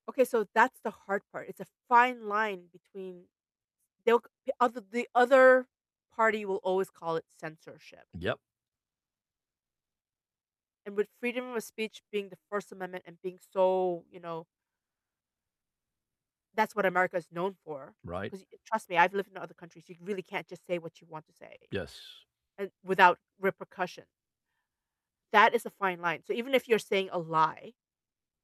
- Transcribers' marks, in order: none
- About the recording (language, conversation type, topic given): English, unstructured, How should governments handle misinformation online?